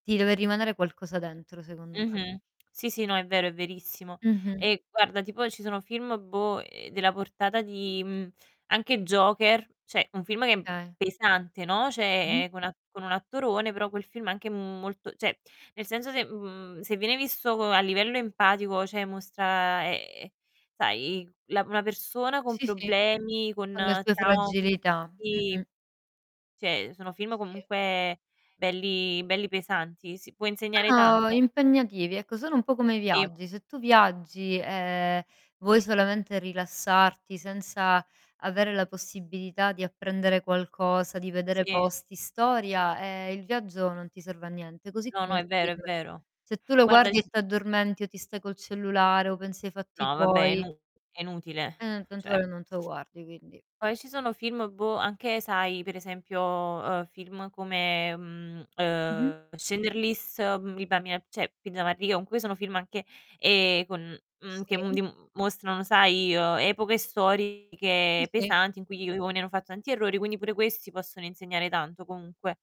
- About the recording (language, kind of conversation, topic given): Italian, unstructured, In che modo i film possono insegnarci qualcosa?
- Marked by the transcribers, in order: distorted speech; tapping; "cioè" said as "ceh"; "cioè" said as "ceh"; "cioè" said as "ceh"; "cioè" said as "ceh"; other background noise; "cioè" said as "ceh"; "Shindler's List" said as "Scenderliss"; unintelligible speech; "cioè" said as "ceh"; unintelligible speech; "comunque" said as "unque"